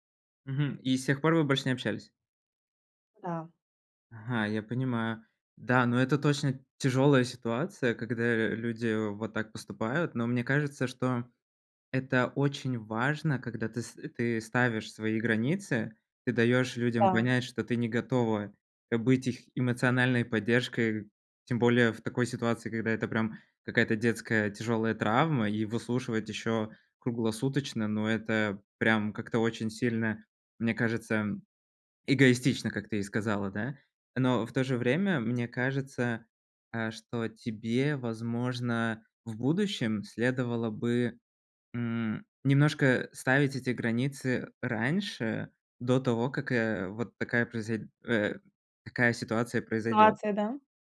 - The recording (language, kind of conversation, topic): Russian, advice, Как мне повысить самооценку и укрепить личные границы?
- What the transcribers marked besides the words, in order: none